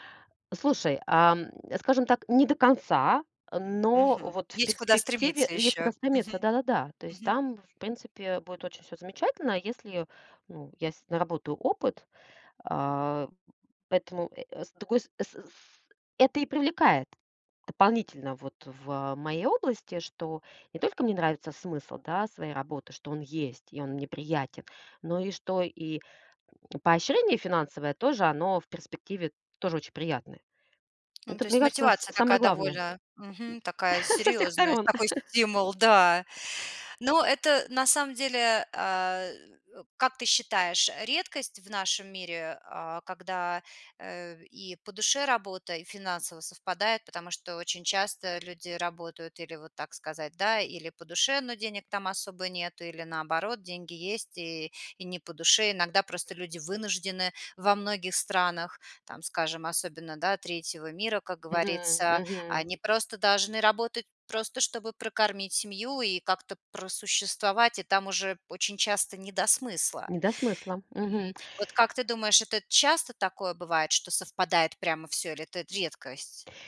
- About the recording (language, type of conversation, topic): Russian, podcast, Что для тебя важнее: деньги или смысл работы?
- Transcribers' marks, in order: background speech; tapping; other background noise; chuckle